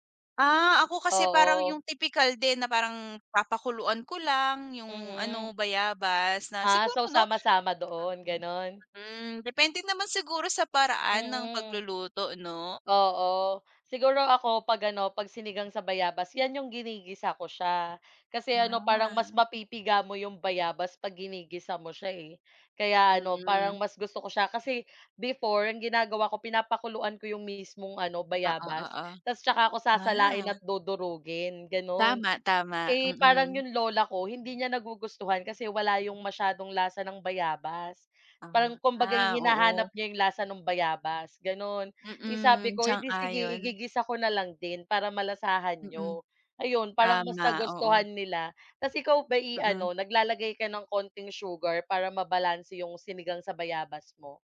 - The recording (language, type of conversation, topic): Filipino, unstructured, Mayroon ka bang pagkaing pampagaan ng loob kapag malungkot ka?
- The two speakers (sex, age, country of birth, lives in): female, 25-29, Philippines, Philippines; female, 25-29, Philippines, Philippines
- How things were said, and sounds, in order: none